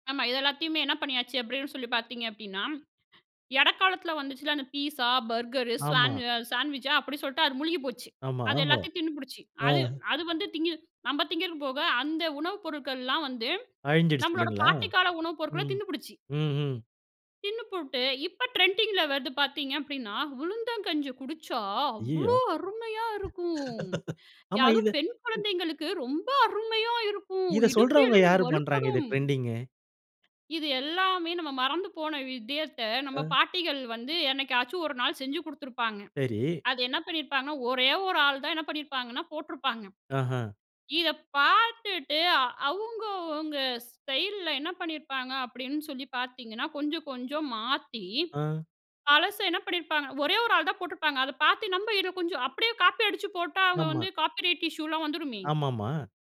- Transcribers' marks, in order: other background noise; "இடைக்காலத்துல" said as "எடைக்காலத்துல"; put-on voice: "உளுந்தங்கஞ்சி குடிச்சா அவ்வளோ அருமையா இருக்கும் … இடுப்பு எலும்பு வலுப்படும்"; laugh; in English: "ட்ரெண்டிங்?"; "விஷயத்த" said as "விதயத்த"
- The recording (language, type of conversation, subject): Tamil, podcast, போக்குகள் வேகமாக மாறும்போது நீங்கள் எப்படிச் செயல்படுகிறீர்கள்?